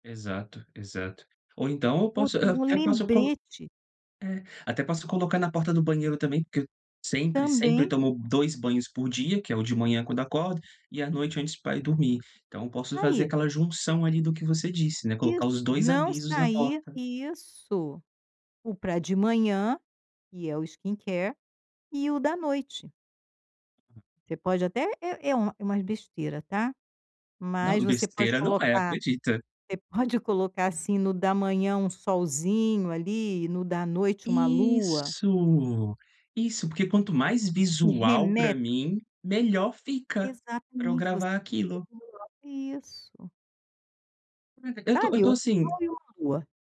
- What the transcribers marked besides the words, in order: tapping; in English: "skincare"; other background noise; chuckle; unintelligible speech
- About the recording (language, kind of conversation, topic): Portuguese, advice, Como lidar com a culpa por não conseguir seguir suas metas de bem-estar?